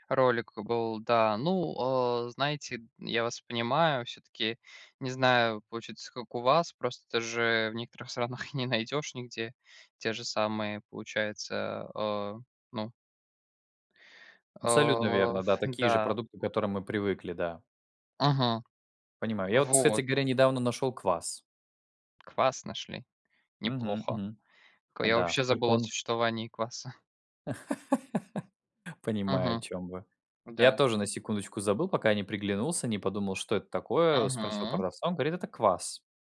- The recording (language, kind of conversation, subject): Russian, unstructured, Что вас больше всего раздражает в готовых блюдах из магазина?
- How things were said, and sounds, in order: laughing while speaking: "странах"; laugh